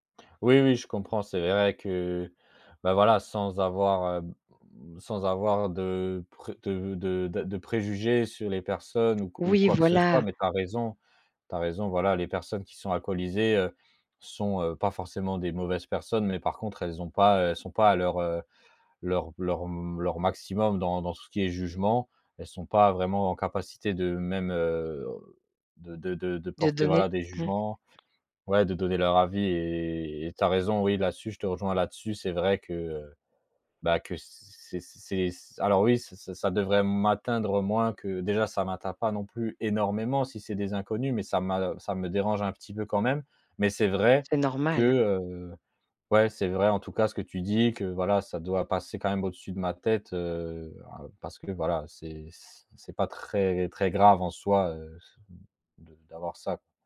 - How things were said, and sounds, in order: tapping; stressed: "énormément"
- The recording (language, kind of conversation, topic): French, advice, Comment gérer la pression à boire ou à faire la fête pour être accepté ?